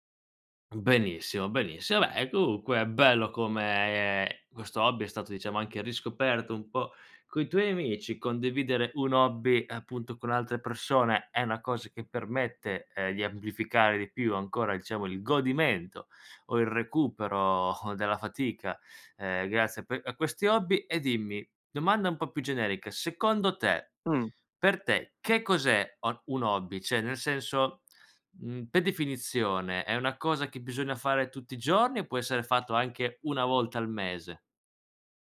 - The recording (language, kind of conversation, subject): Italian, podcast, Com'è nata la tua passione per questo hobby?
- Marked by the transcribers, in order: none